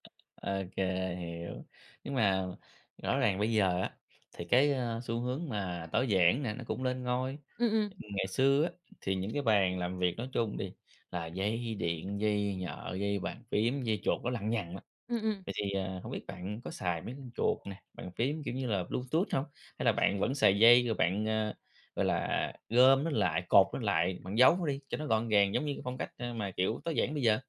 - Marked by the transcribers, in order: tapping
- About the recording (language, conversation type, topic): Vietnamese, podcast, Bạn tổ chức góc làm việc ở nhà như thế nào để dễ tập trung?